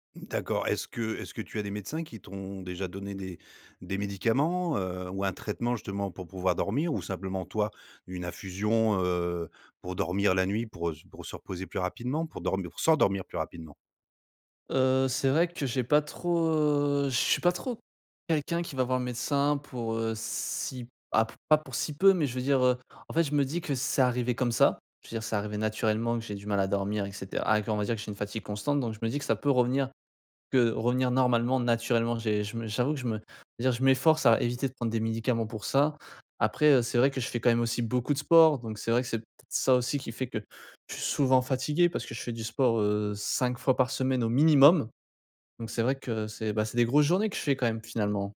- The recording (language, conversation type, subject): French, advice, Pourquoi suis-je constamment fatigué, même après une longue nuit de sommeil ?
- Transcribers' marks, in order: stressed: "s'endormir"; stressed: "minimum"